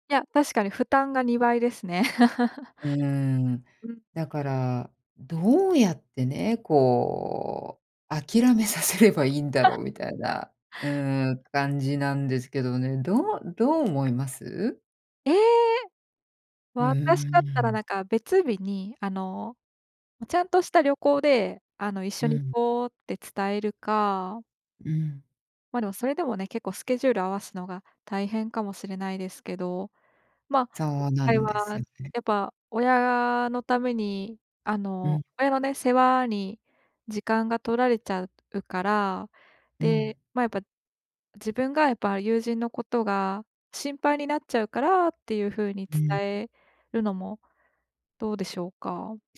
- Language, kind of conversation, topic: Japanese, advice, 友人との境界線をはっきり伝えるにはどうすればよいですか？
- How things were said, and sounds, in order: laugh; laughing while speaking: "諦めさせればいいんだろうみたいな"; laugh; surprised: "ええ"